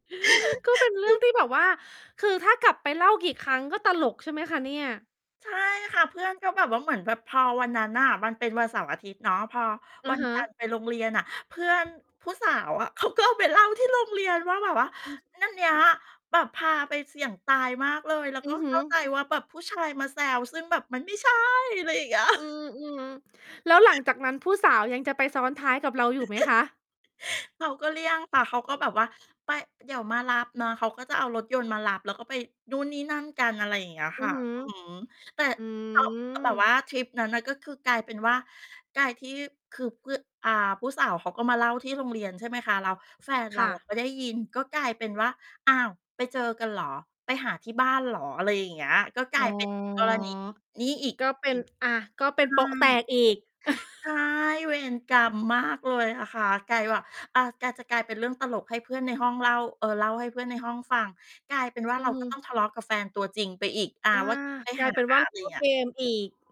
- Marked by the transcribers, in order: inhale; laugh; distorted speech; tapping; laughing while speaking: "เขาก็เอาไปเล่าที่โรงเรียนว่า"; laughing while speaking: "เงี้ย"; laugh; mechanical hum; chuckle
- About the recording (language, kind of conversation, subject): Thai, podcast, ความทรงจำตอนที่คุณกำลังเล่นอะไรสักอย่างแล้วขำจนหยุดไม่อยู่คือเรื่องอะไร?